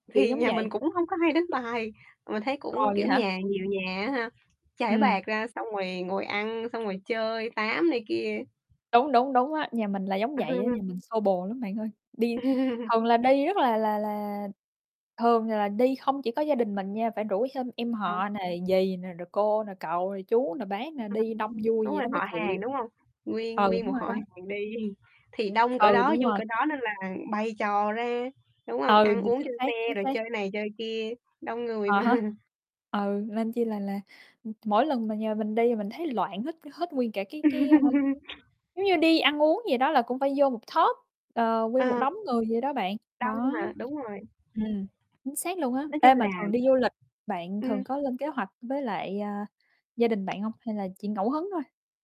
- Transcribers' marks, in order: laughing while speaking: "nhà"; tapping; chuckle; laugh; other background noise; distorted speech; chuckle; laughing while speaking: "mà"; laugh
- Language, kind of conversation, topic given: Vietnamese, unstructured, Bạn và gia đình thường cùng nhau đi đâu chơi?